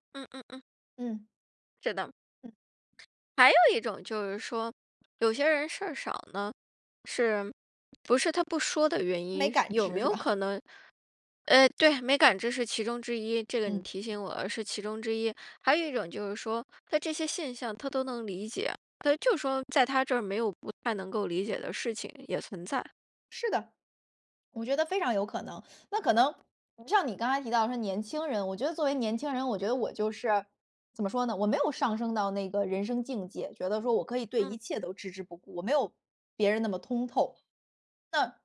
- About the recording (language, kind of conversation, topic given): Chinese, podcast, 怎么在工作场合表达不同意见而不失礼？
- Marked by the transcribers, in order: other background noise; laughing while speaking: "是吧？"